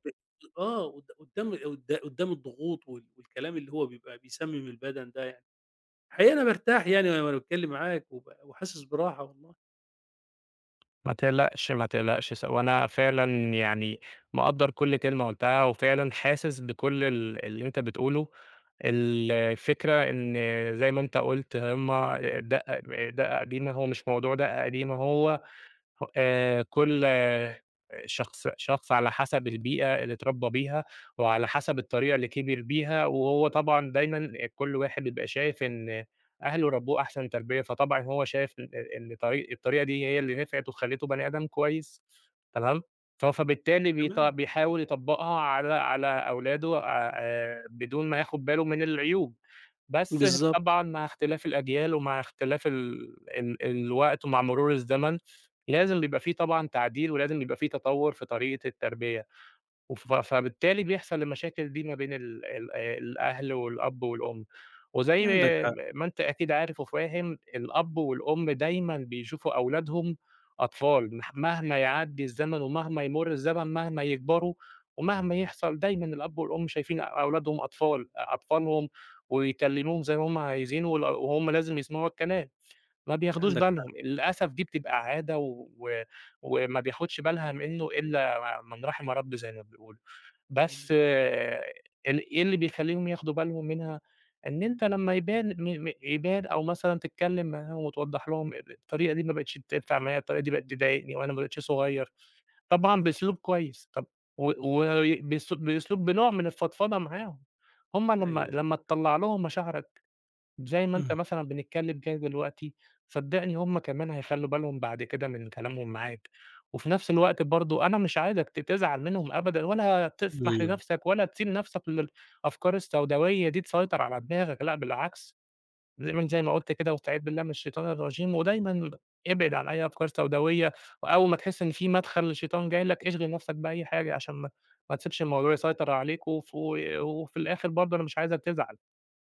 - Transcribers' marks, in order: unintelligible speech; tapping
- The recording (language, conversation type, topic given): Arabic, advice, إزاي أتعامل مع انفجار غضبي على أهلي وبَعدين إحساسي بالندم؟